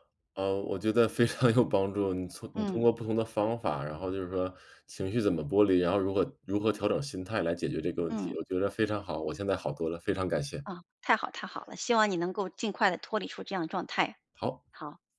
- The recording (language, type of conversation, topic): Chinese, advice, 回到熟悉的场景时我总会被触发进入不良模式，该怎么办？
- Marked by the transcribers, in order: laughing while speaking: "非常有帮助"